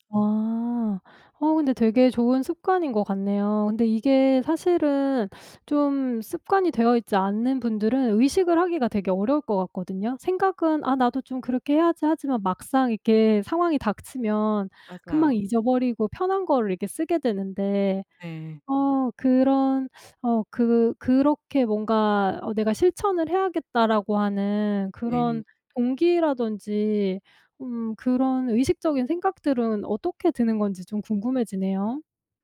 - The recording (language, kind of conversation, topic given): Korean, podcast, 플라스틱 사용을 현실적으로 줄일 수 있는 방법은 무엇인가요?
- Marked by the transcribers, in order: teeth sucking; teeth sucking